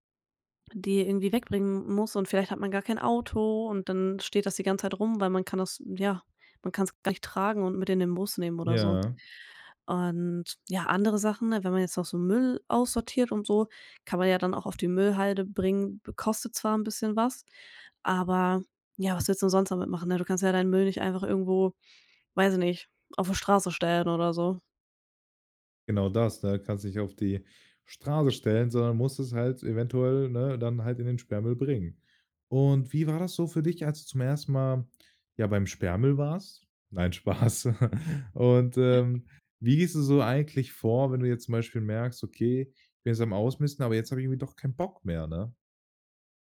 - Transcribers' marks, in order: laughing while speaking: "Spaß"; laugh; chuckle
- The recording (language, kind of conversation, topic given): German, podcast, Wie gehst du beim Ausmisten eigentlich vor?